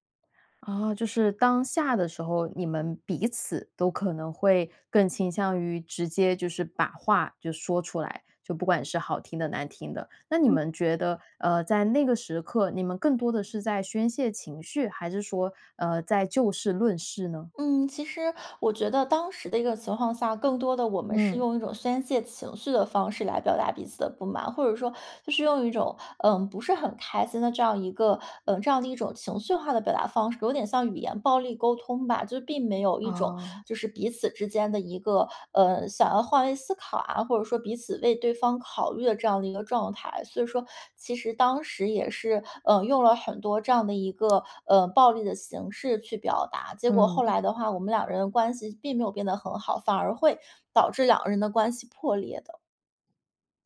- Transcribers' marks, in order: other background noise
- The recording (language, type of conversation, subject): Chinese, podcast, 在亲密关系里你怎么表达不满？